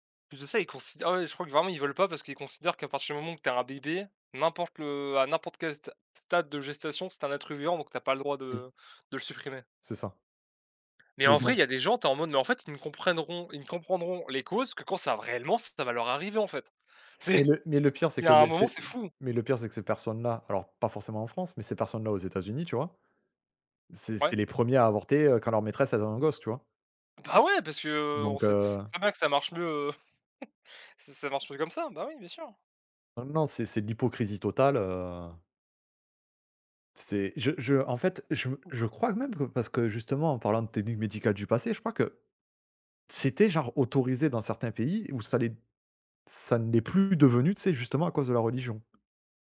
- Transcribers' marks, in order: "comprendront" said as "comprennerons"; chuckle; other background noise
- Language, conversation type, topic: French, unstructured, Qu’est-ce qui te choque dans certaines pratiques médicales du passé ?